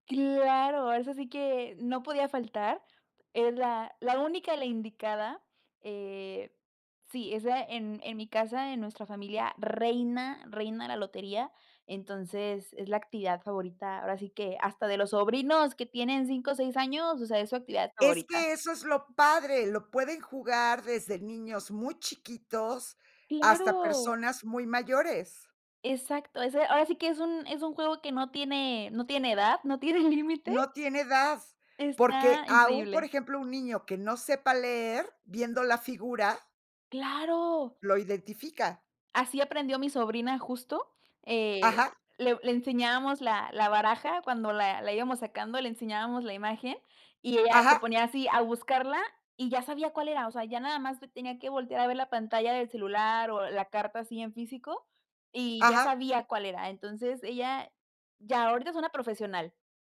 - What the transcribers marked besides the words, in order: laughing while speaking: "no tiene límite"
- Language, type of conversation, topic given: Spanish, podcast, ¿Qué actividad conecta a varias generaciones en tu casa?